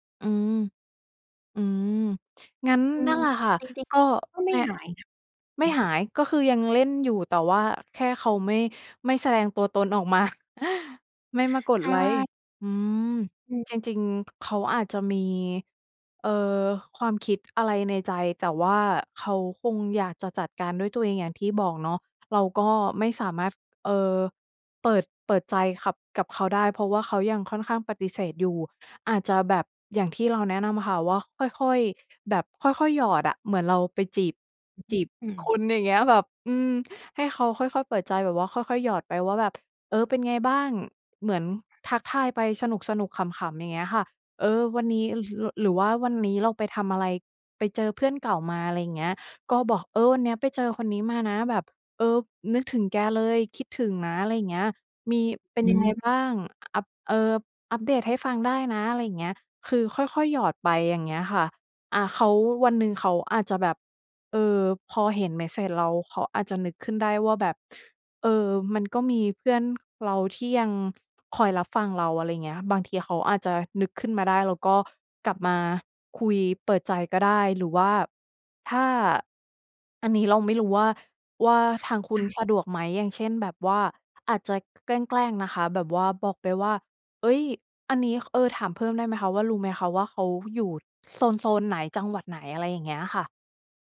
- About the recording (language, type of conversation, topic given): Thai, advice, เพื่อนสนิทของคุณเปลี่ยนไปอย่างไร และความสัมพันธ์ของคุณกับเขาหรือเธอเปลี่ยนไปอย่างไรบ้าง?
- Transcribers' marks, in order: background speech; tapping; chuckle; other background noise